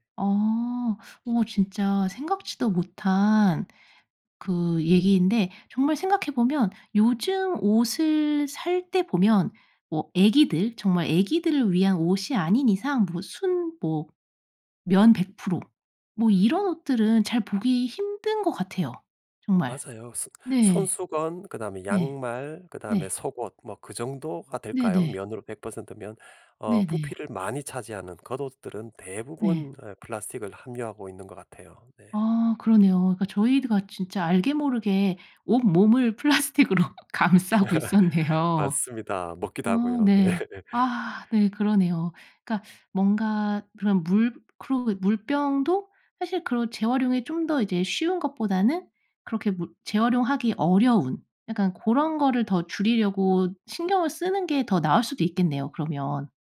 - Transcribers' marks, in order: laughing while speaking: "플라스틱으로 감싸고 있었네요"; laugh; laughing while speaking: "네"
- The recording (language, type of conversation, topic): Korean, podcast, 플라스틱 사용을 줄이는 가장 쉬운 방법은 무엇인가요?